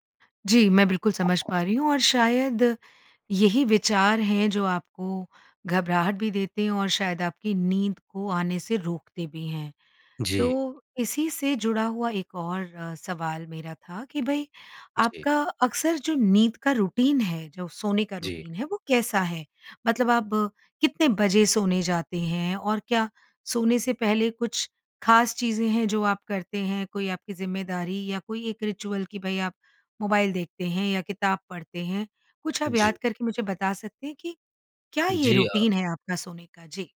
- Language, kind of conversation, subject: Hindi, advice, घबराहट की वजह से रात में नींद क्यों नहीं आती?
- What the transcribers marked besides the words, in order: tapping; in English: "रूटीन"; in English: "रूटीन"; "आप" said as "आब"; in English: "रिचुअल"; in English: "रूटीन"